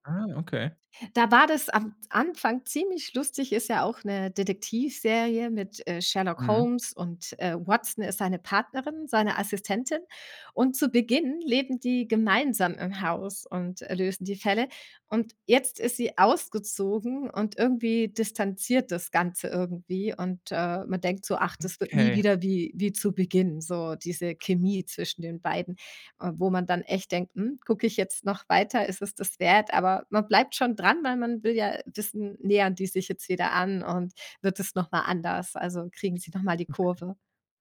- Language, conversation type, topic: German, podcast, Was macht eine Serie binge-würdig?
- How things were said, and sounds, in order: none